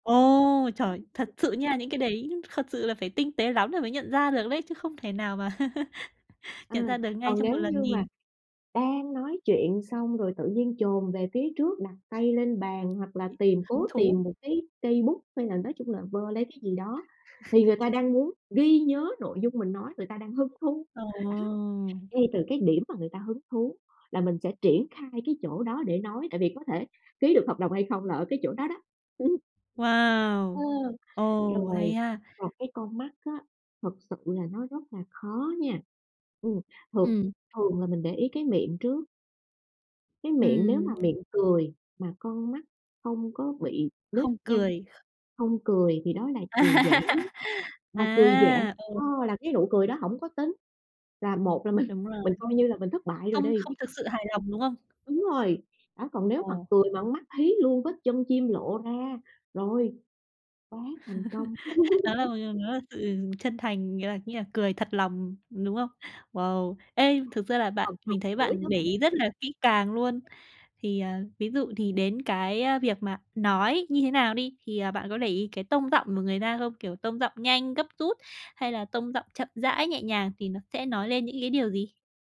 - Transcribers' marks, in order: other background noise; laugh; other noise; chuckle; tapping; chuckle; laugh; laughing while speaking: "mình"; chuckle; unintelligible speech; laugh
- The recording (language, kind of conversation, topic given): Vietnamese, podcast, Bạn thường chú ý nhất đến dấu hiệu phi ngôn ngữ nào khi gặp người mới?